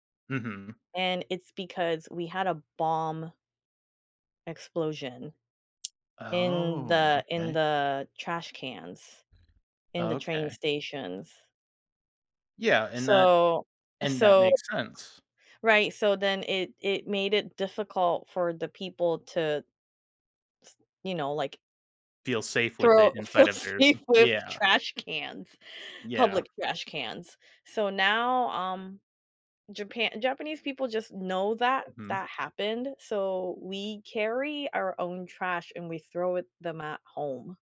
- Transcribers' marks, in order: drawn out: "Oh"; other background noise; laughing while speaking: "feel safe with trash cans"; chuckle; tapping
- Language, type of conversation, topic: English, unstructured, How can tourism be made more sustainable for the environment?
- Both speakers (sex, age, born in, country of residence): female, 35-39, Japan, United States; male, 30-34, United States, United States